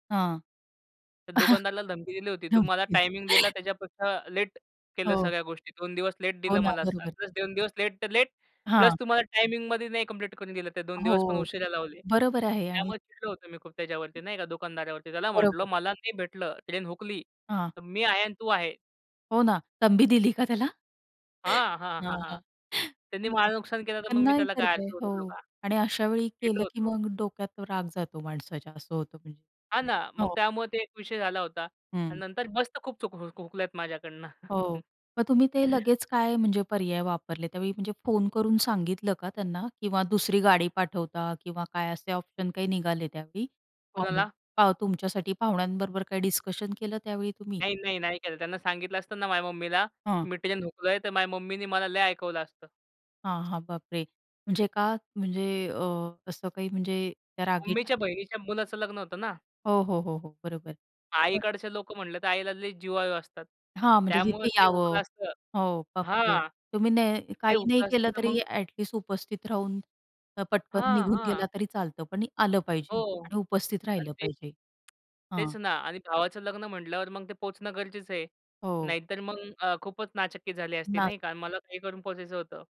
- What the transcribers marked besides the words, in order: laughing while speaking: "अ, हं"; other background noise; chuckle; tapping; other noise
- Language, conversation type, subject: Marathi, podcast, कधी तुमची ट्रेन किंवा बस चुकली आहे का, आणि त्या वेळी तुम्ही काय केलं?